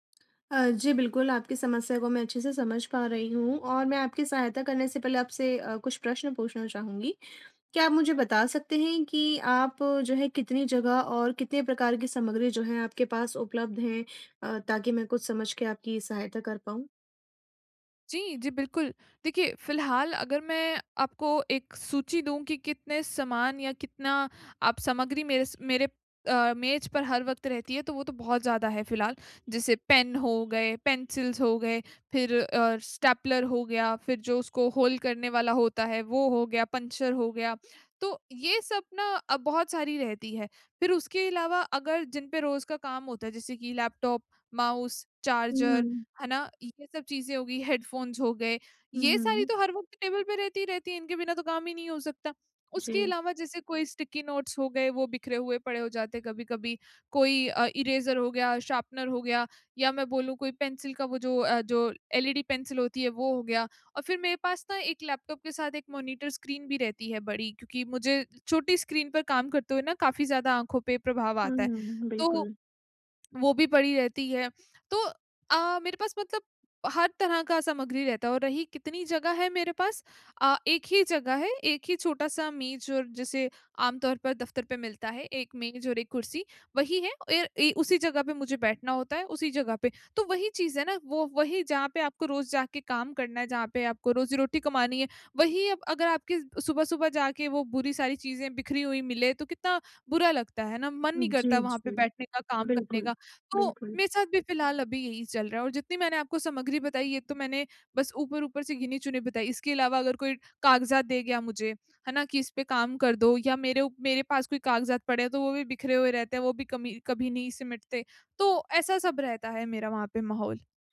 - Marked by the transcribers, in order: tapping; in English: "पेंसिल्स"; in English: "होल"; in English: "हेडफोन्स"; in English: "स्टिकी नोट्स"; in English: "इरेज़र"
- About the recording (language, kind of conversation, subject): Hindi, advice, टूल्स और सामग्री को स्मार्ट तरीके से कैसे व्यवस्थित करें?